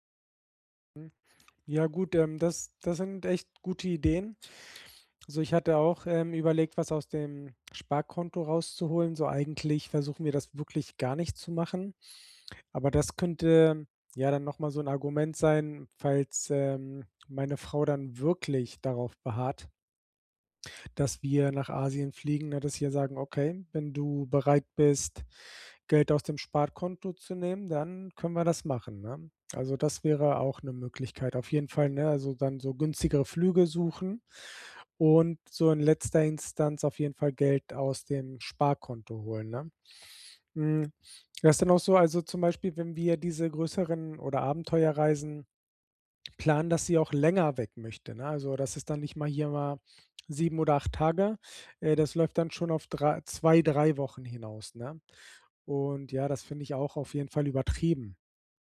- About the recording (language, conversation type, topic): German, advice, Wie plane ich eine Reise, wenn mein Budget sehr knapp ist?
- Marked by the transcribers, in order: stressed: "wirklich"